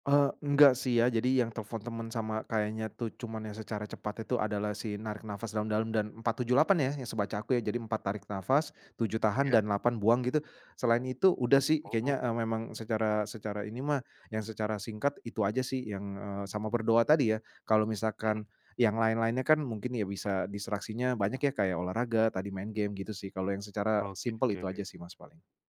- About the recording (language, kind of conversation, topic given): Indonesian, podcast, Bagaimana cara kamu menghadapi rasa cemas dalam kehidupan sehari-hari?
- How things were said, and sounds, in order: none